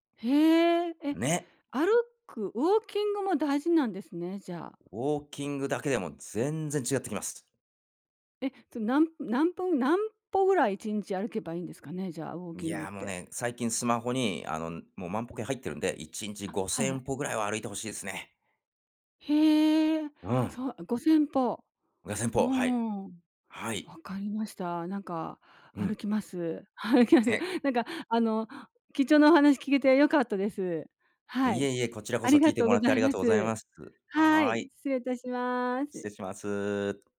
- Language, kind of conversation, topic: Japanese, podcast, 普段、体の声をどのように聞いていますか？
- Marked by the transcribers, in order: laughing while speaking: "歩きます"